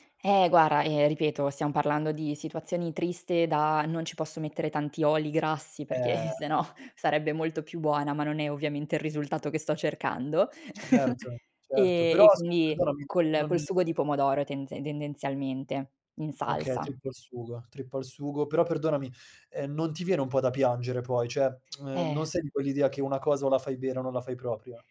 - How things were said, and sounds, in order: "guarda" said as "guara"; laughing while speaking: "perché, eh, sennò"; chuckle; "cioè" said as "ceh"; lip smack; "proprio" said as "propio"
- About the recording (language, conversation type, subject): Italian, podcast, Quale odore in cucina ti fa venire subito l’acquolina?